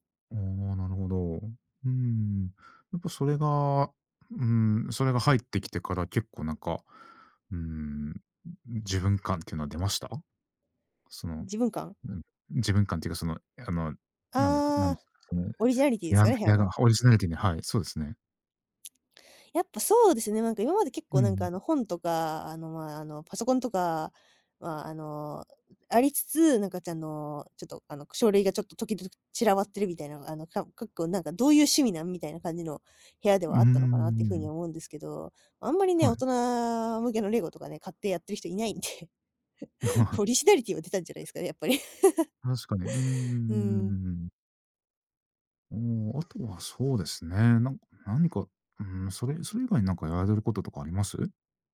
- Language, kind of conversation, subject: Japanese, podcast, 自分の部屋を落ち着ける空間にするために、どんな工夫をしていますか？
- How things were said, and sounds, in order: other noise; "時々" said as "ときどぅ"; laughing while speaking: "で"; chuckle; laughing while speaking: "やっぱり"; chuckle